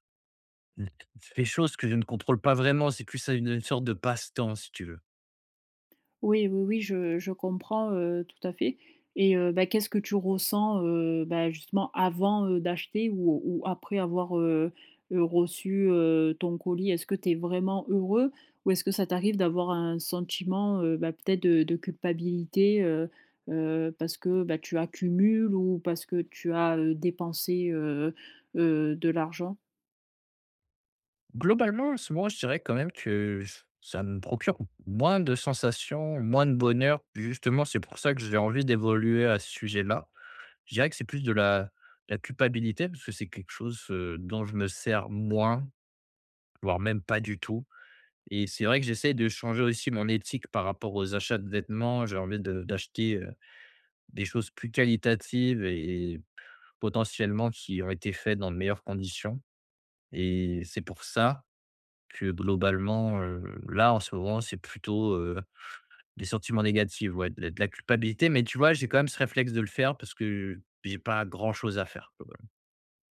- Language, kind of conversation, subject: French, advice, Comment puis-je mieux contrôler mes achats impulsifs au quotidien ?
- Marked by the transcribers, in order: tapping; stressed: "ça"